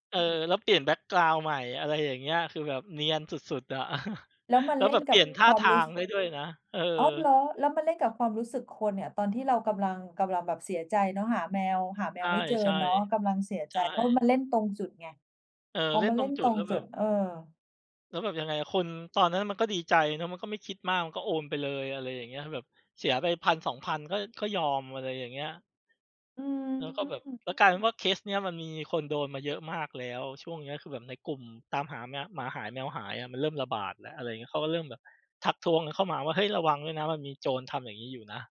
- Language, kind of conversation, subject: Thai, unstructured, ทำไมบางคนถึงรู้สึกว่าบริษัทเทคโนโลยีควบคุมข้อมูลมากเกินไป?
- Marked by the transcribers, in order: chuckle; other background noise; tapping